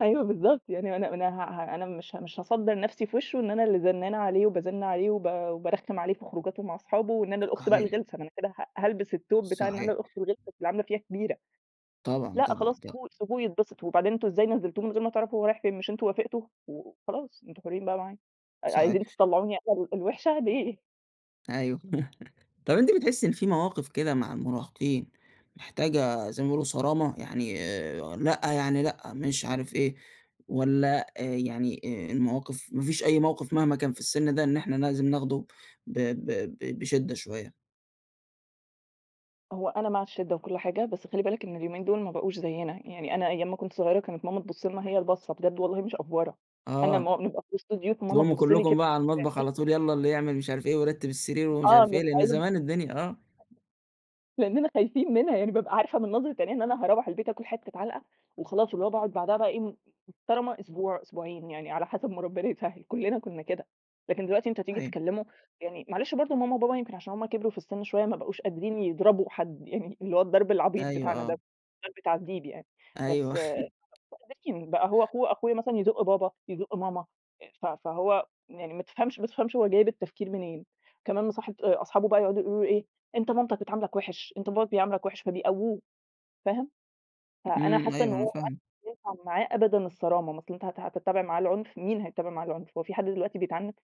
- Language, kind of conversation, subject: Arabic, podcast, إزاي أتكلم مع المراهقين من غير ما الموضوع يبقى مواجهة؟
- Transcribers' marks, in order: laugh; in English: "أفورة"; unintelligible speech; tapping; unintelligible speech; laugh